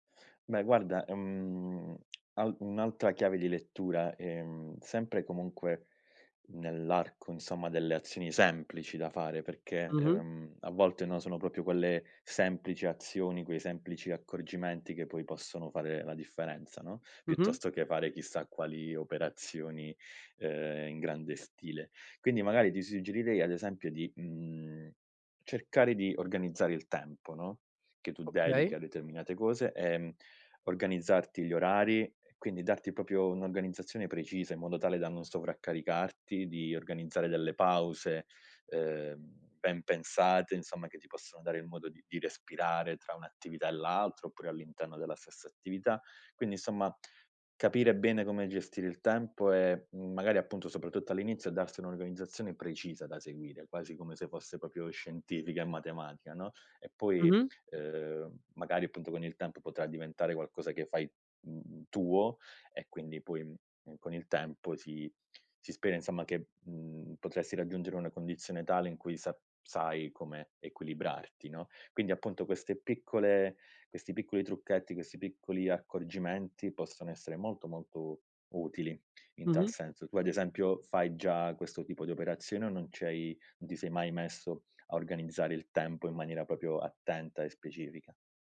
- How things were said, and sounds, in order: tongue click; "proprio" said as "propio"; "proprio" said as "propio"; tapping; "proprio" said as "propio"; other background noise; "proprio" said as "propio"
- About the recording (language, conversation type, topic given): Italian, advice, Come posso gestire un carico di lavoro eccessivo e troppe responsabilità senza sentirmi sopraffatto?